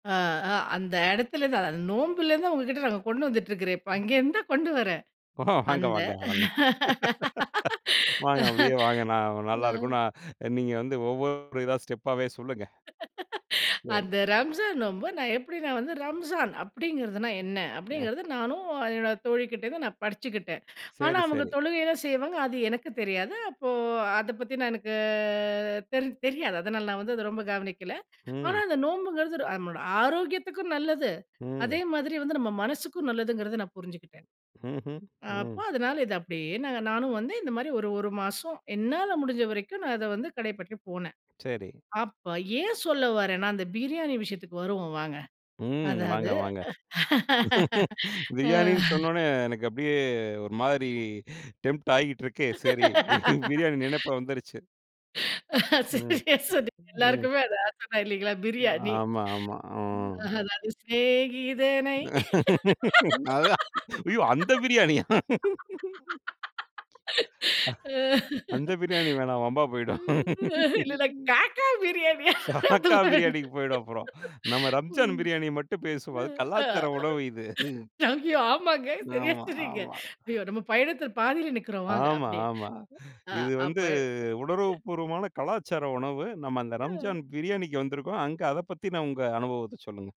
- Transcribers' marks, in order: tapping; laughing while speaking: "ஓ வாங்க, வாங்க, வாங்க, வாங்க … இதா ஸ்டெப்பாவே சொல்லுங்க"; laughing while speaking: "அ"; inhale; laugh; unintelligible speech; drawn out: "எனக்கு"; drawn out: "ம்"; drawn out: "ம்"; drawn out: "ம்"; laughing while speaking: "பிரியாணின்னு சொன்னோனே எனக்கு அப்டியே, ஒரு … பிரியாணி நினைப்பா வந்துருச்சு"; laughing while speaking: "ஆ"; laugh; laughing while speaking: "சரியா சொன் அது எல்லாருக்குமே அது … அப்பிடியே. அ அப்பர்"; laughing while speaking: "அதா ஐயோ அந்த பிரியாணியா?. அ … கலாச்சார உணவு இது"; afraid: "ஐயோ"; singing: "அதாவது சிநேகிதனை"; unintelligible speech; inhale; other noise
- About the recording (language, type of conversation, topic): Tamil, podcast, குடும்ப விழாக்களில் நீங்கள் பல கலாச்சாரங்களை இணைத்ததுண்டா?